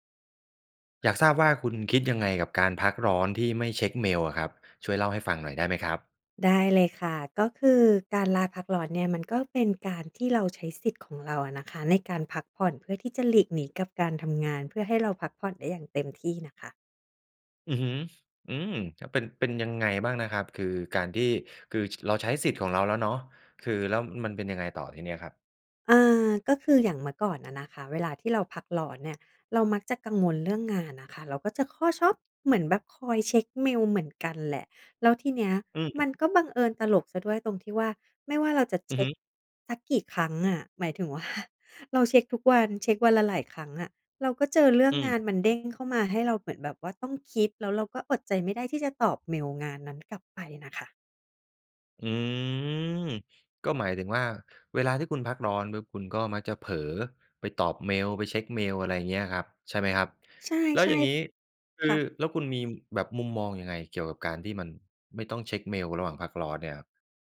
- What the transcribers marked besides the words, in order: "คือ" said as "ค๊อ"; "ชอบ" said as "ช็อบ"; laughing while speaking: "ว่า"
- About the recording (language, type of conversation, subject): Thai, podcast, คิดอย่างไรกับการพักร้อนที่ไม่เช็กเมล?